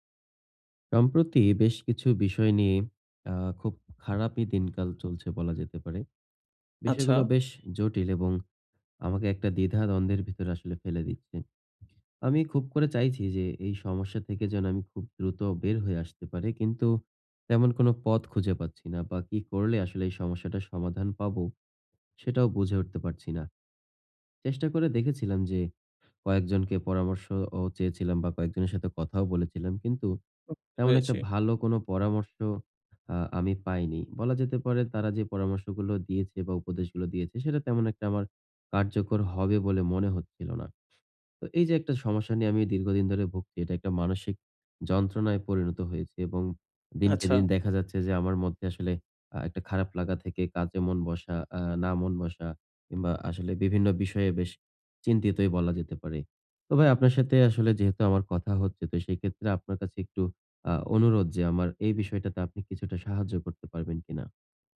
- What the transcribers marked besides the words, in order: tapping
- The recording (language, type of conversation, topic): Bengali, advice, উপহার নির্বাচন ও আইডিয়া পাওয়া